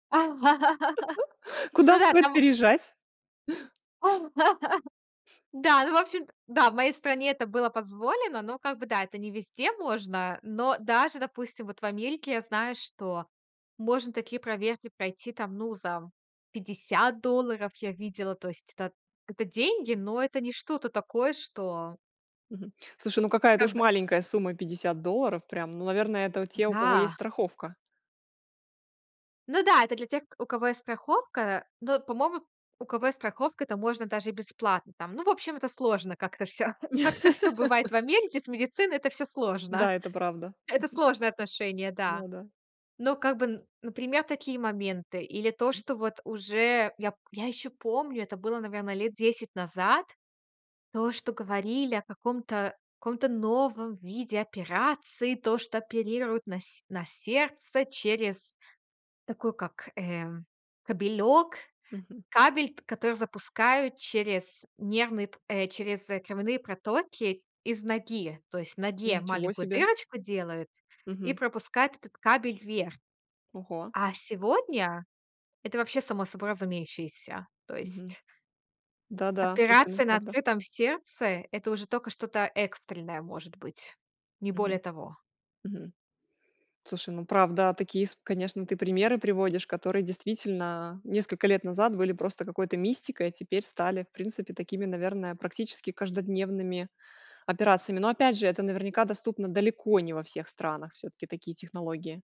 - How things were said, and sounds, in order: laugh; chuckle; chuckle; tapping; laugh; laugh; chuckle; other background noise; stressed: "далеко"
- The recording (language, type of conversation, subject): Russian, podcast, Как технологии изменят нашу повседневную жизнь через десять лет?